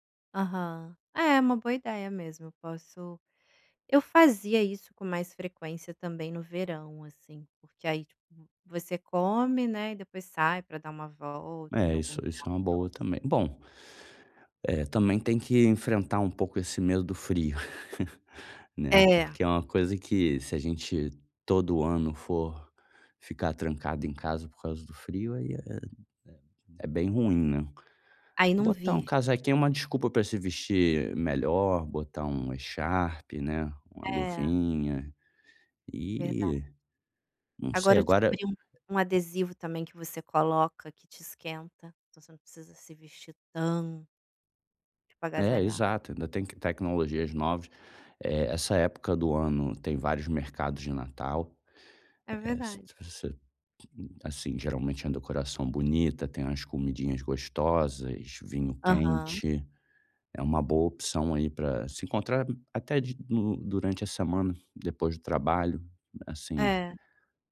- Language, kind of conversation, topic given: Portuguese, advice, Como posso equilibrar o descanso e a vida social nos fins de semana?
- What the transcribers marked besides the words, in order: laugh; unintelligible speech